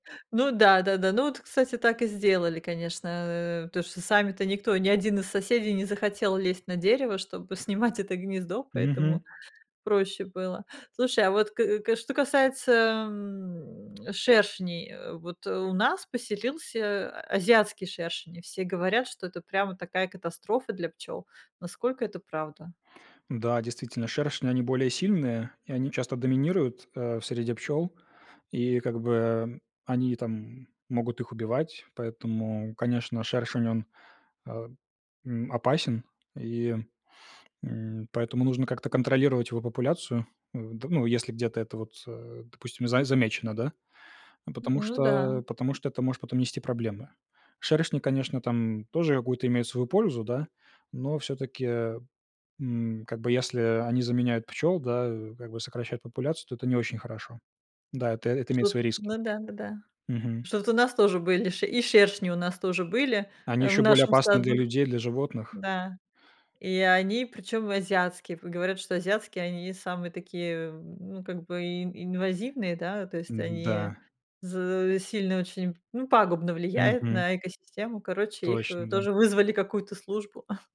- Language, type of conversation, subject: Russian, podcast, Что важно знать о защите пчёл и других опылителей?
- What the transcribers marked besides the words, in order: laughing while speaking: "снимать"; chuckle